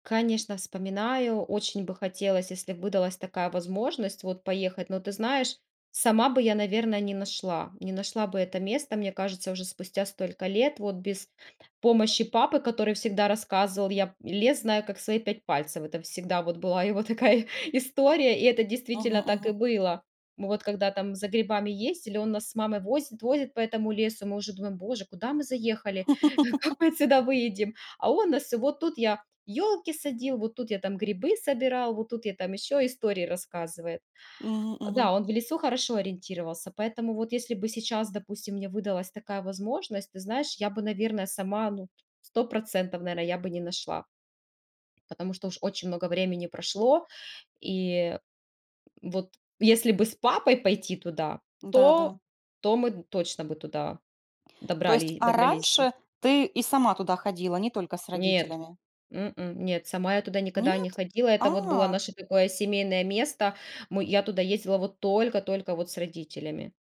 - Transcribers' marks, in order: laughing while speaking: "его такая"; tapping; laugh; chuckle; grunt
- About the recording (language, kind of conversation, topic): Russian, podcast, Какое место на природе тебе особенно дорого и почему?